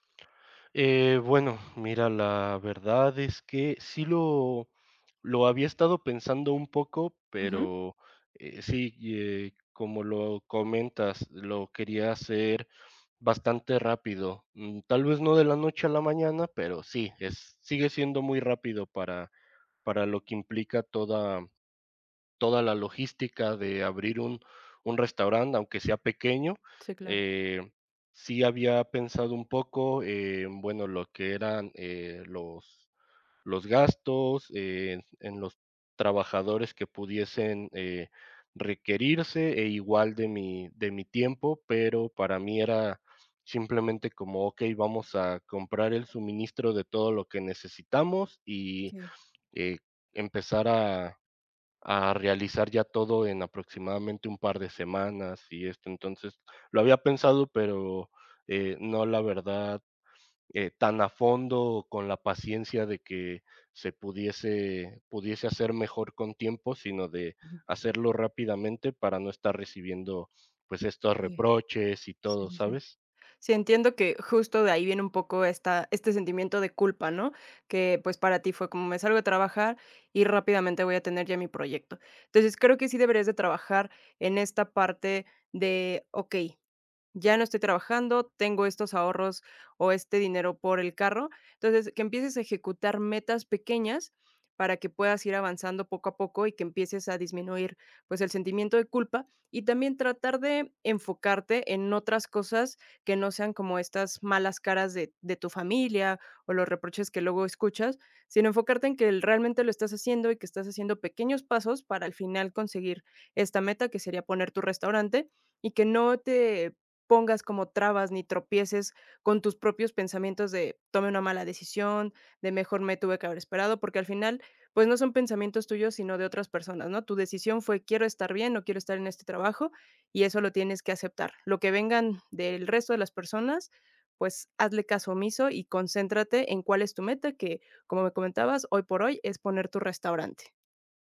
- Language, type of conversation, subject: Spanish, advice, ¿Cómo puedo manejar un sentimiento de culpa persistente por errores pasados?
- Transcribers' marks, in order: tapping; unintelligible speech